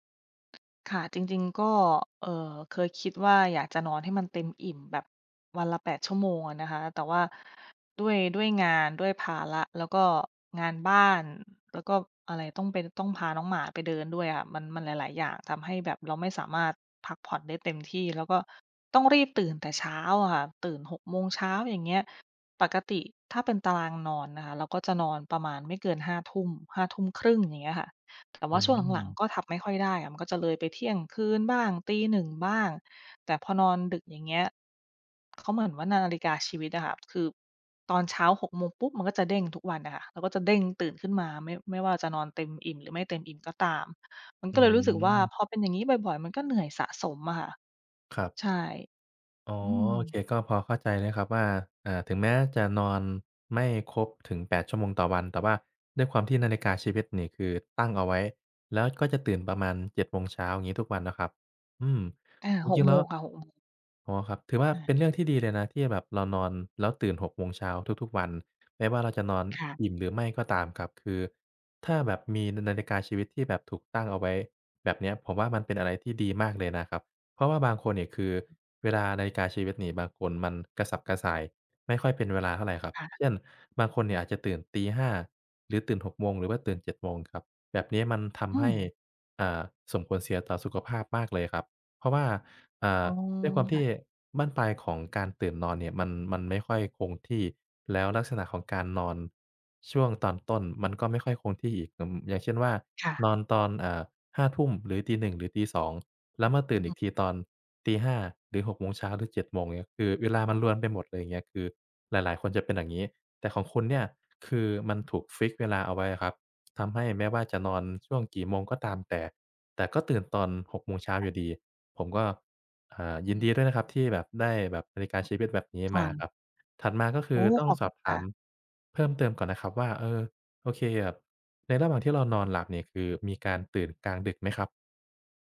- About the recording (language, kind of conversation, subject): Thai, advice, นอนไม่หลับเพราะคิดเรื่องงานจนเหนื่อยล้าทั้งวัน
- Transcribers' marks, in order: tapping; bird; other background noise